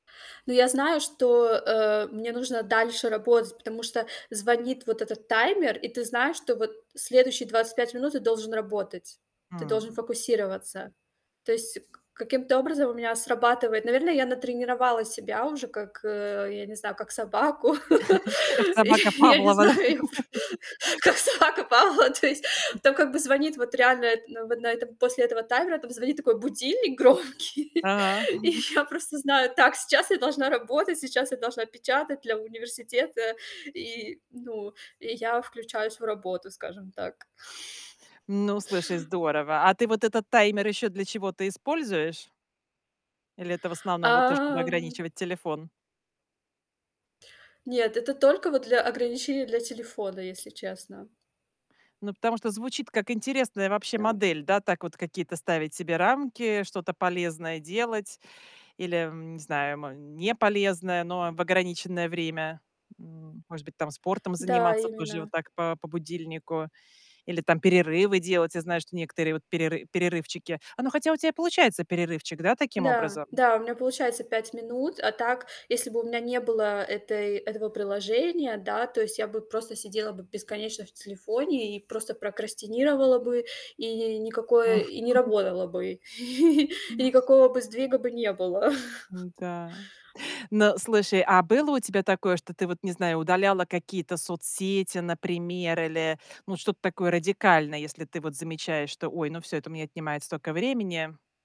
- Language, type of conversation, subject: Russian, podcast, Как ты обычно реагируешь, когда замечаешь, что слишком долго сидишь в телефоне?
- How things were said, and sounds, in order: static; tapping; laugh; laughing while speaking: "Как собака Павлова, да?"; laugh; laughing while speaking: "Я я не знаю, я пр как собака Павлова. То есть"; laugh; other background noise; other noise; laugh; laughing while speaking: "громкий, и я"; chuckle; laugh; chuckle; chuckle